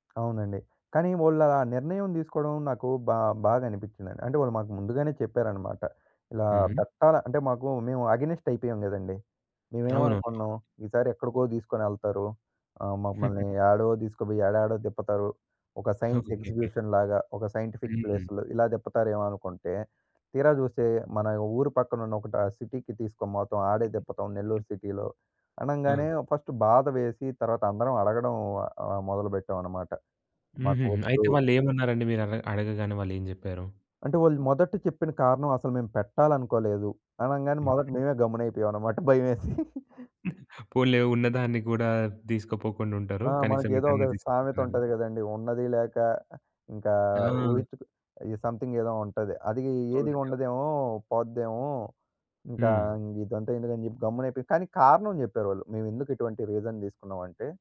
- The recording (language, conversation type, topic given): Telugu, podcast, నీ ఊరికి వెళ్లినప్పుడు గుర్తుండిపోయిన ఒక ప్రయాణం గురించి చెప్పగలవా?
- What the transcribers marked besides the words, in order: in English: "ఎగైనెస్ట్"; other background noise; giggle; in English: "సైన్స్ ఎగ్జిక్యూషన్"; in English: "సైంటిఫిక్ ప్లేస్‌లో"; in English: "సిటీకి"; in English: "సిటీలో"; in English: "ఫస్ట్"; giggle; in English: "సమ్‌థింగ్"; in English: "రీజన్"